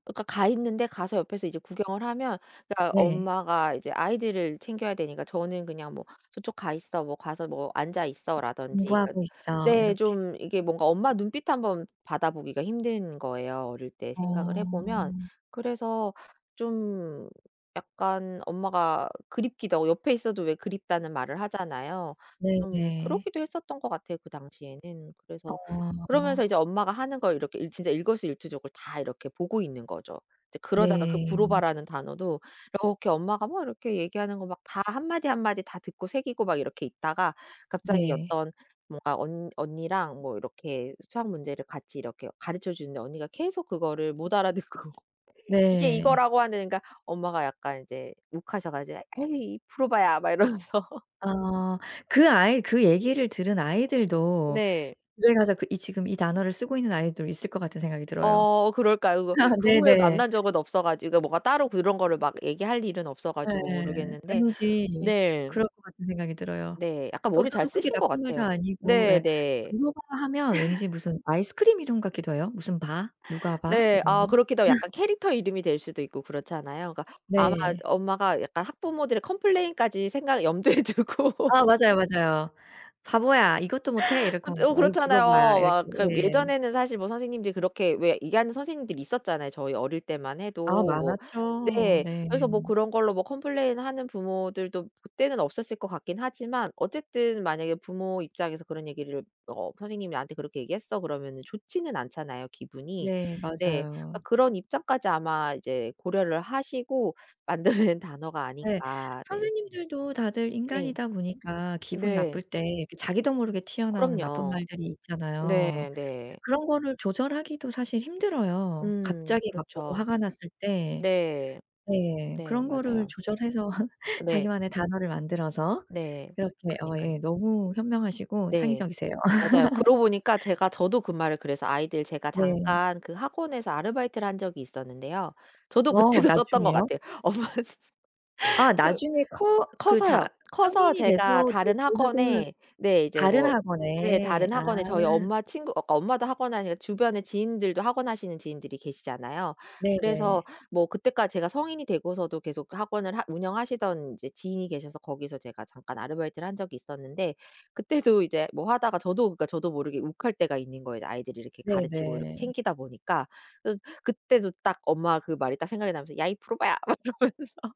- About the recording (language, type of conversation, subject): Korean, podcast, 어릴 적 집에서 쓰던 말을 지금도 쓰고 계신가요?
- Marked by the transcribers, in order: other background noise; tapping; laughing while speaking: "알아듣고"; laughing while speaking: "이러면서"; laugh; laugh; laugh; laughing while speaking: "염두에 두고"; laughing while speaking: "만들어 낸"; laugh; laugh; laughing while speaking: "그때도"; laughing while speaking: "엄마"; laughing while speaking: "그때도"; put-on voice: "야 이 브로바야"; laughing while speaking: "막 이러면서"